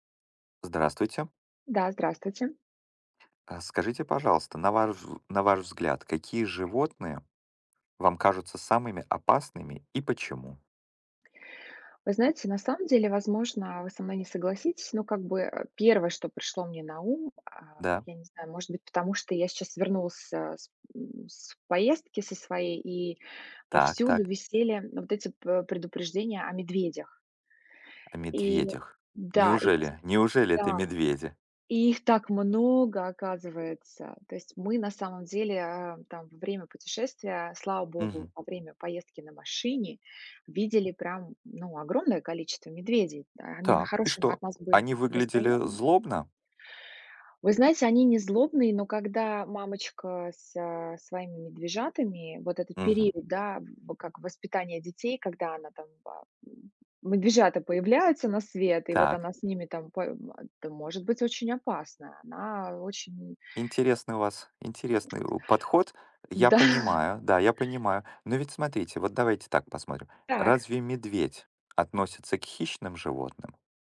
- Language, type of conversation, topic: Russian, unstructured, Какие животные кажутся тебе самыми опасными и почему?
- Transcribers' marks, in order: other background noise; tapping; laughing while speaking: "Да"